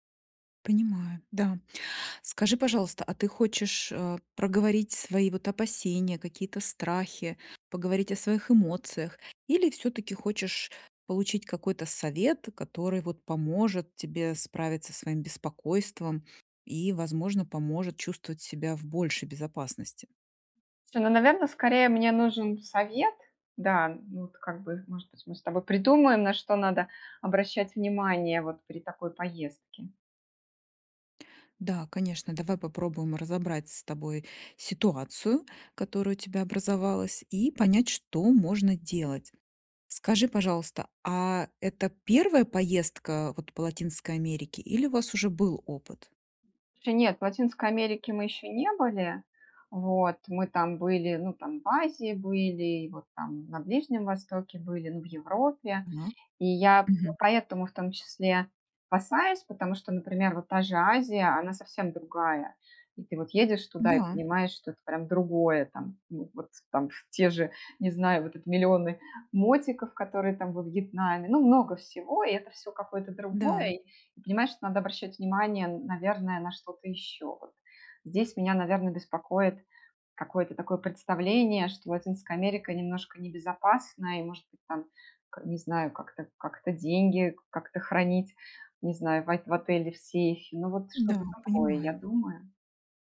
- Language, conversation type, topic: Russian, advice, Как оставаться в безопасности в незнакомой стране с другой культурой?
- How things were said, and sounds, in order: other background noise